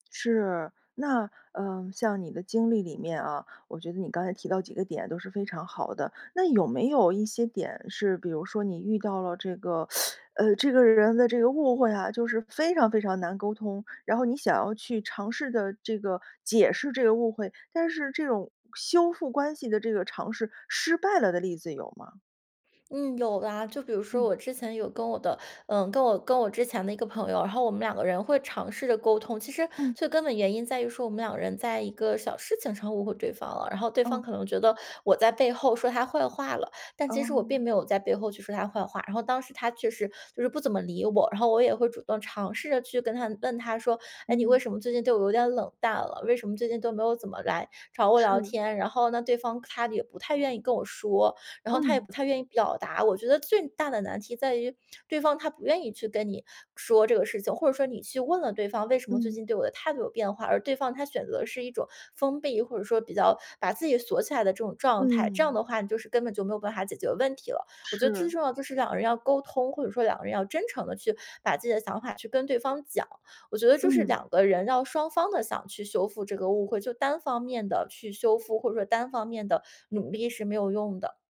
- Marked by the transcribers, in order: teeth sucking
- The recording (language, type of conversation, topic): Chinese, podcast, 你会怎么修复沟通中的误解？